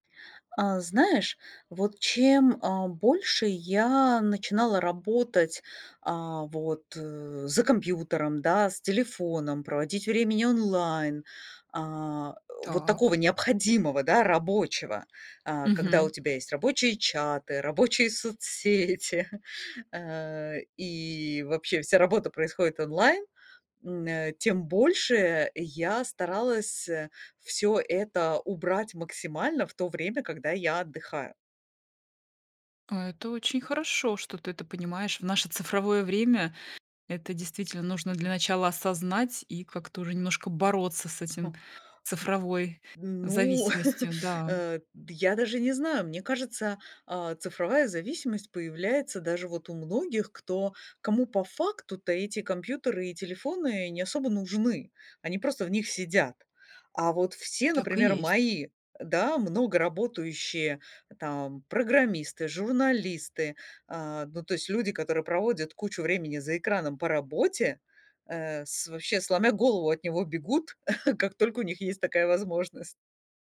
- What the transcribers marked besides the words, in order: laughing while speaking: "соцсети"; chuckle; chuckle
- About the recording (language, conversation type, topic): Russian, podcast, Что для тебя значит цифровой детокс и как ты его проводишь?